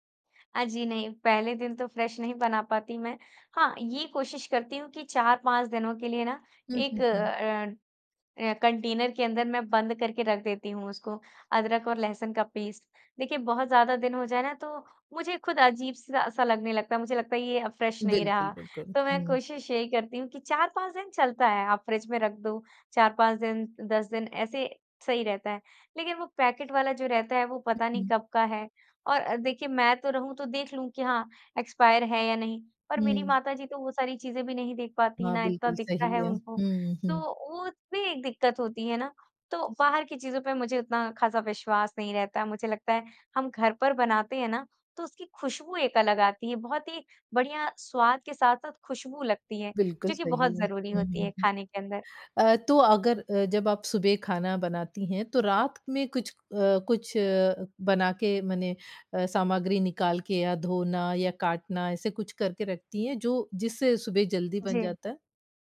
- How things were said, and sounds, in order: in English: "फ्रेश"; in English: "कंटेनर"; in English: "पेस्ट"; in English: "फ्रेश"; in English: "पैकेट"; in English: "एक्सपायर"
- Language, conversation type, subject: Hindi, podcast, अगर आपको खाना जल्दी बनाना हो, तो आपके पसंदीदा शॉर्टकट क्या हैं?